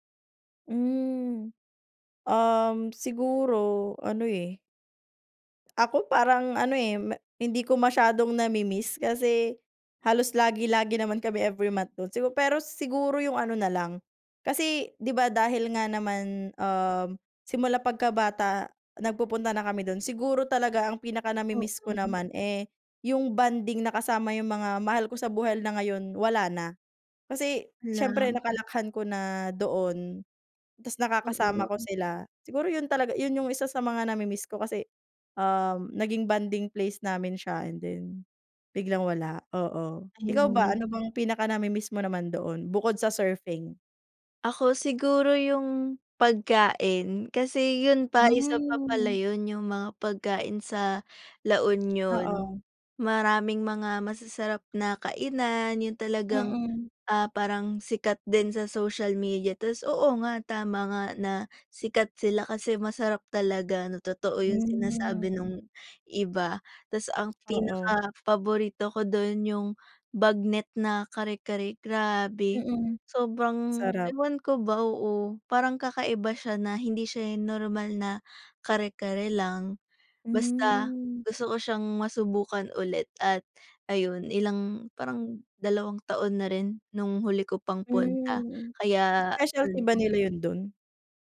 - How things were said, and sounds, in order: tapping
- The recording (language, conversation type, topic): Filipino, unstructured, Ano ang paborito mong lugar na napuntahan, at bakit?